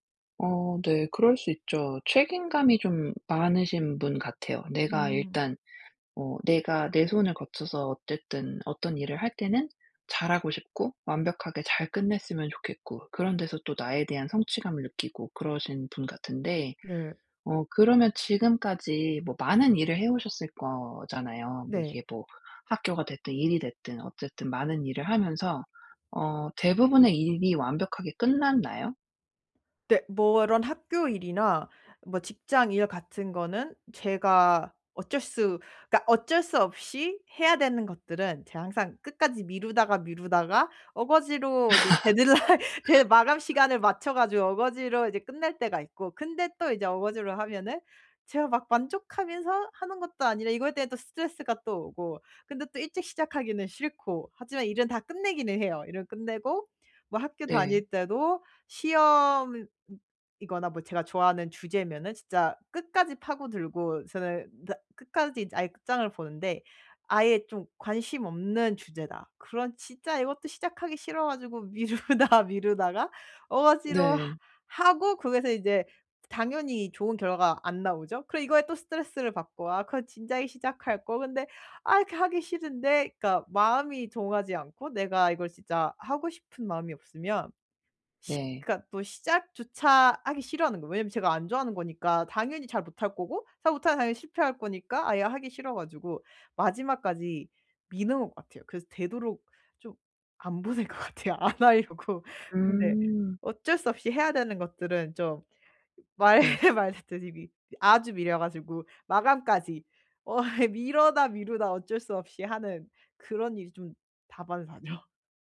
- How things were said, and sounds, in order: laughing while speaking: "데드라인"; in English: "데드라인"; laugh; laughing while speaking: "미루다"; laughing while speaking: "보는 것 같아요. 안 하려고"; other background noise; laughing while speaking: "말 말했듯이"; laughing while speaking: "어"; "미루다" said as "미뤄다"; laughing while speaking: "다반사죠"
- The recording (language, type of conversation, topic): Korean, advice, 어떻게 하면 실패가 두렵지 않게 새로운 도전을 시도할 수 있을까요?